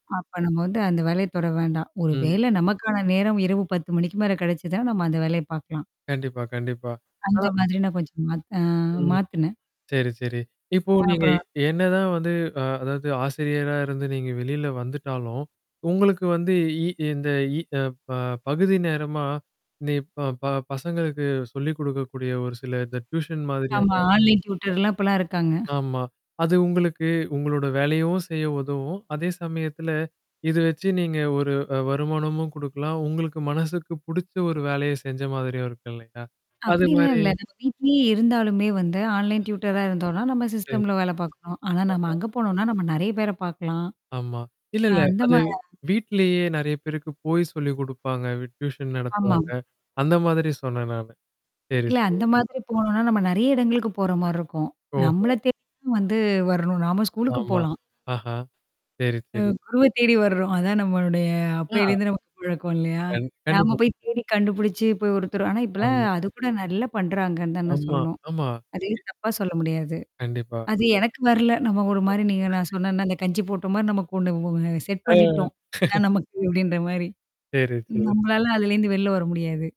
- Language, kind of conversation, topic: Tamil, podcast, வேலை அதிகமாக இருக்கும் நேரங்களில் குடும்பத்திற்கு பாதிப்பு இல்லாமல் இருப்பதற்கு நீங்கள் எப்படி சமநிலையைப் பேணுகிறீர்கள்?
- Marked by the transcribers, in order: static; distorted speech; tapping; in English: "டியூஷன்"; in English: "ஆன்லைன் ட்யூடர்லாம்"; in English: "ஆன்லைன் ட்யூடர்ரா"; other noise; in English: "டியூஷன்"; mechanical hum; chuckle